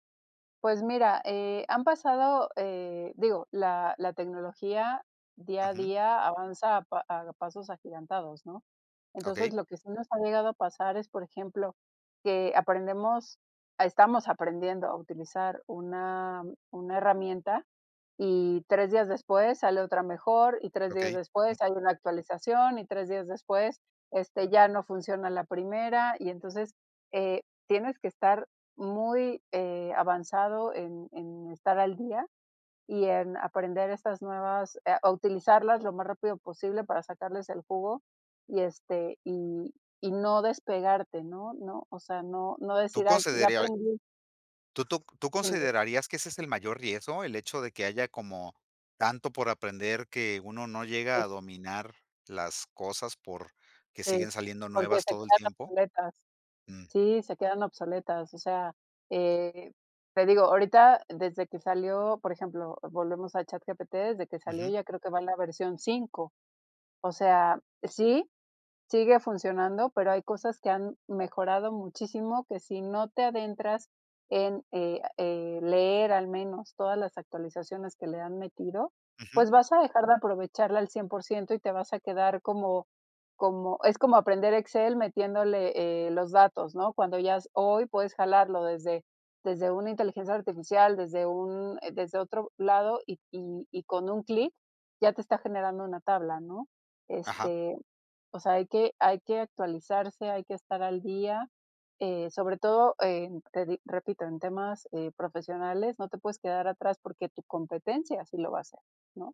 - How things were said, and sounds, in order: other noise; unintelligible speech; unintelligible speech
- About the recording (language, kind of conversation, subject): Spanish, podcast, ¿Cómo afecta el exceso de información a nuestras decisiones?